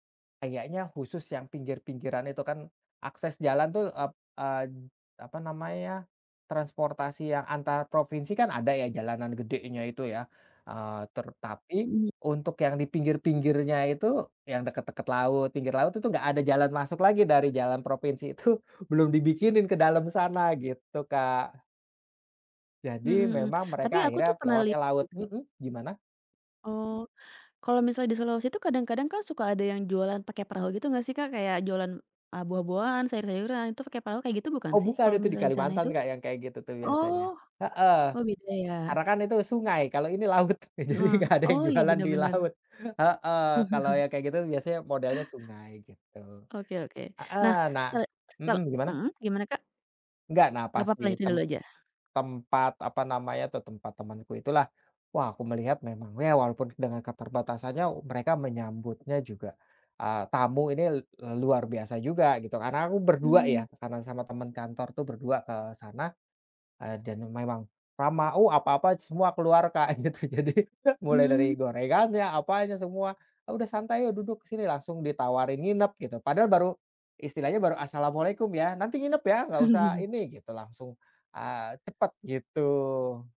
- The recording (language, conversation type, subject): Indonesian, podcast, Pernahkah kamu merasakan kebaikan orang setempat yang membuatmu terharu?
- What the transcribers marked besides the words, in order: laughing while speaking: "itu"; laughing while speaking: "Eee, jadi nggak ada yang jualan di laut"; chuckle; laughing while speaking: "gitu, jadi"; chuckle; chuckle